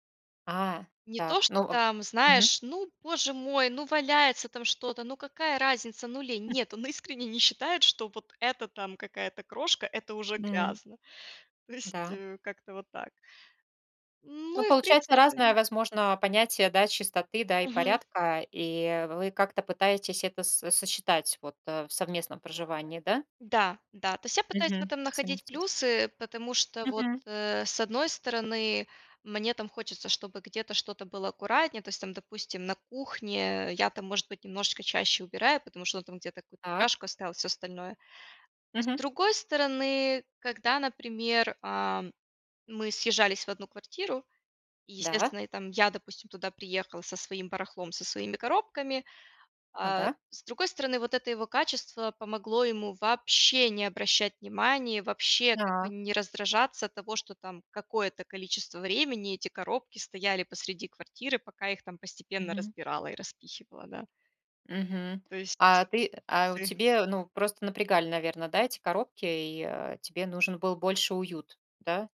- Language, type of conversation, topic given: Russian, podcast, Как договариваться о личном пространстве в доме?
- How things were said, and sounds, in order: tapping; chuckle; other background noise